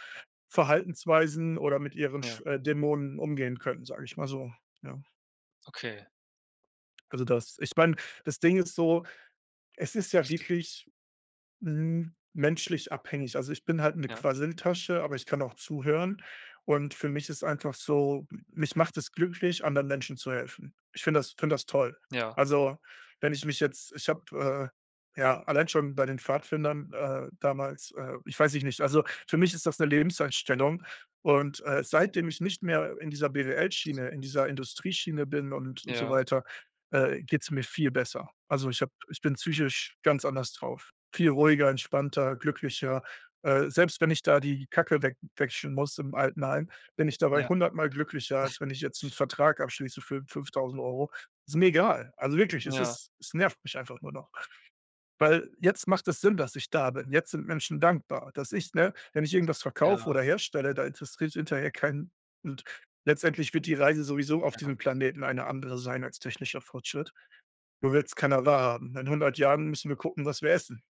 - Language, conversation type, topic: German, unstructured, Wie bist du zu deinem aktuellen Job gekommen?
- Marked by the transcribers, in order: other background noise